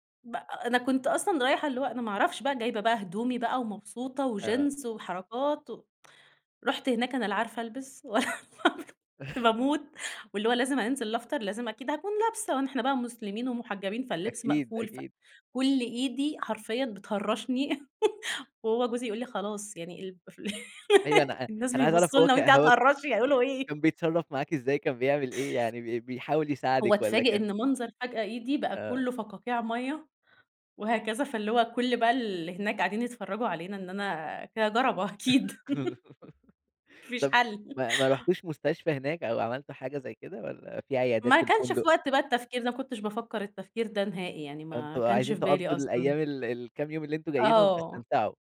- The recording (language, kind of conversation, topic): Arabic, podcast, إيه المواقف المضحكة اللي حصلتلك وإنت في رحلة جوه البلد؟
- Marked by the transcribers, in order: unintelligible speech; laugh; chuckle; laugh; unintelligible speech; laugh; laughing while speaking: "ال الناس بيبصّوا لنا وأنتِ قاعدة تهرّشي، هيقولوا إيه؟"; unintelligible speech; giggle; laughing while speaking: "جَرَبة أكيد ما فيش حَل"; laugh